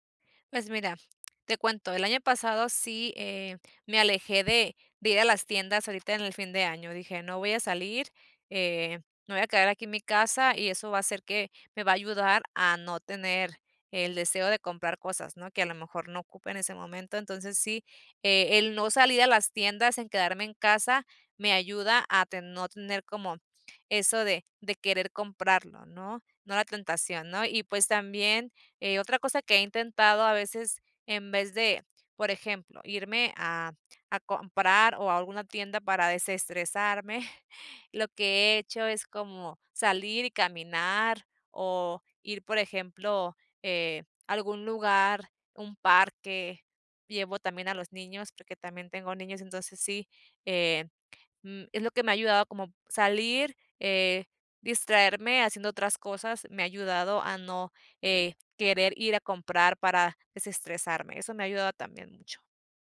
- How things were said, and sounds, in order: tapping; chuckle
- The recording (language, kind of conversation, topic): Spanish, advice, ¿Cómo ha afectado tu presupuesto la compra impulsiva constante y qué culpa te genera?